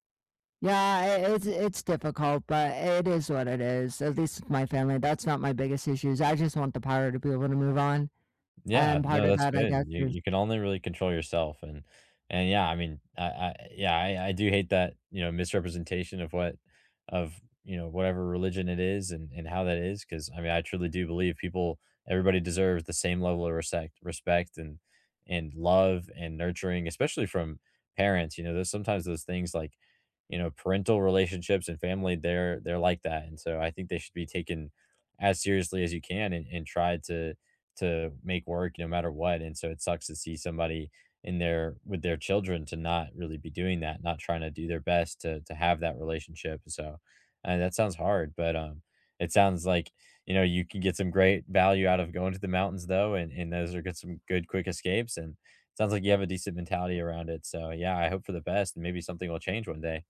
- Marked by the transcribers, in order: other background noise
- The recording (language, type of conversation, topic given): English, unstructured, Which do you prefer for a quick escape: the mountains, the beach, or the city?
- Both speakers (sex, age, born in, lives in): female, 30-34, United States, United States; male, 20-24, United States, United States